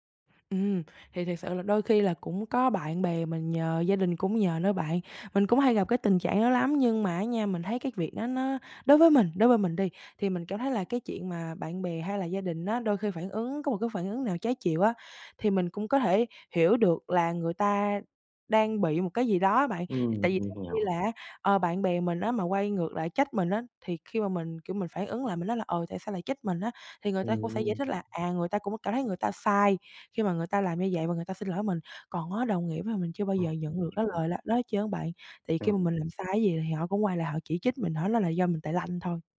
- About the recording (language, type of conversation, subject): Vietnamese, advice, Làm sao phân biệt phản hồi theo yêu cầu và phản hồi không theo yêu cầu?
- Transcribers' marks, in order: tapping; other background noise